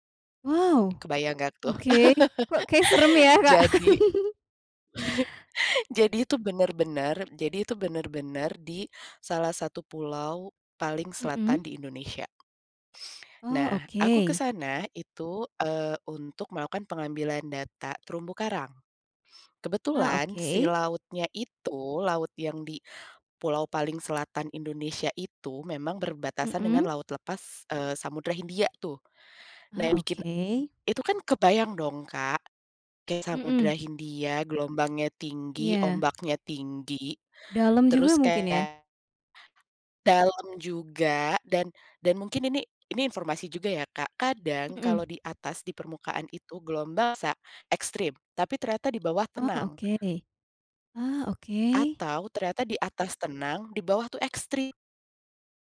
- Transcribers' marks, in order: tapping; laugh; chuckle; other background noise
- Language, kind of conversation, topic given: Indonesian, podcast, Apa petualangan di alam yang paling bikin jantung kamu deg-degan?